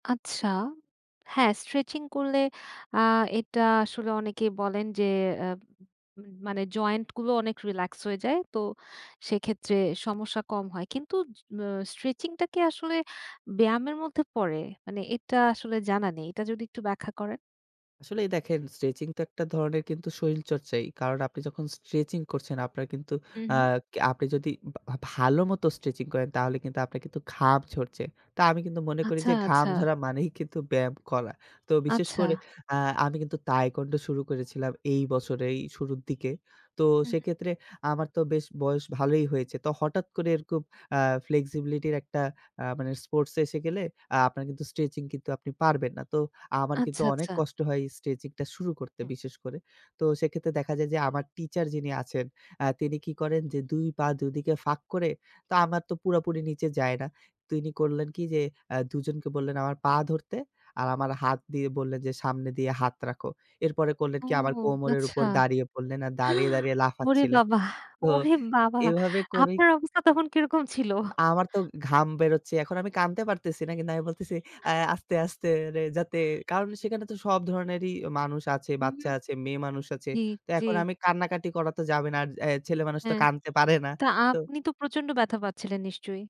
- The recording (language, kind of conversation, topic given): Bengali, podcast, বাড়িতে করার মতো সহজ ব্যায়াম আপনি কোনগুলো পছন্দ করেন?
- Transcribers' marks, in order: laughing while speaking: "ঘাম ঝরা মানেই কিন্তু ব্যায়াম করা"; horn; inhale; surprised: "আপনার অবস্থা তখন কিরকম ছিল?"; "কাঁদতে" said as "কানতে"; "কাঁদতে" said as "কানতে"